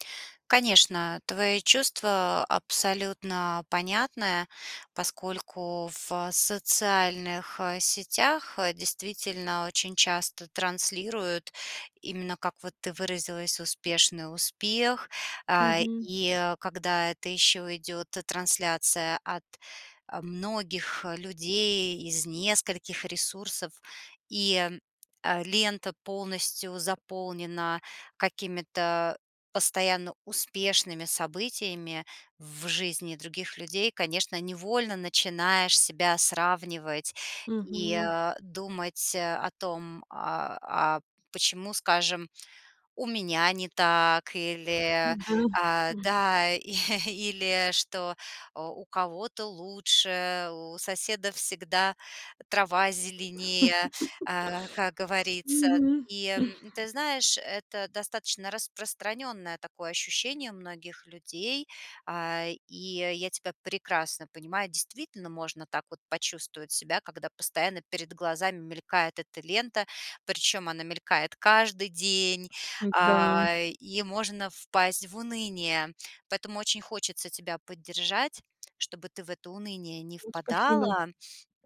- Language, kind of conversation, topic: Russian, advice, Как справиться с чувством фальши в соцсетях из-за постоянного сравнения с другими?
- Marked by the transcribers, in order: tapping; chuckle; other background noise; chuckle